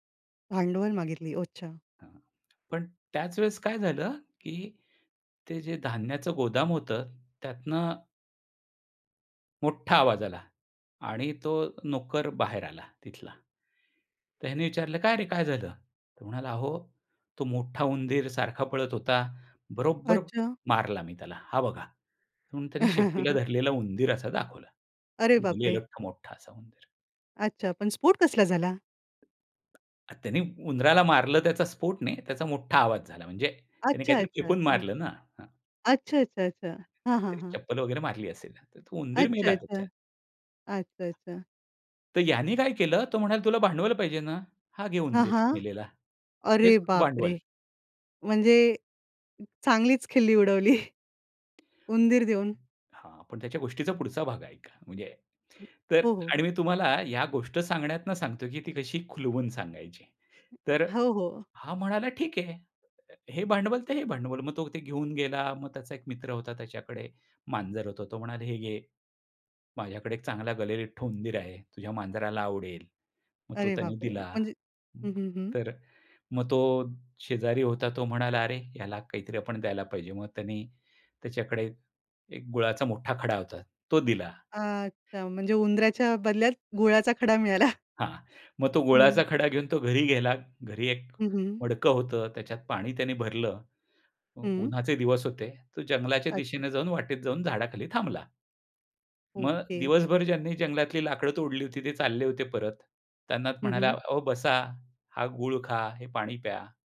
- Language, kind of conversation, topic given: Marathi, podcast, लोकांना प्रेरित करण्यासाठी तुम्ही कथा कशा वापरता?
- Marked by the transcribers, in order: tapping; other background noise; chuckle; surprised: "अरे बाप रे!"; chuckle; other noise; laughing while speaking: "मिळाला"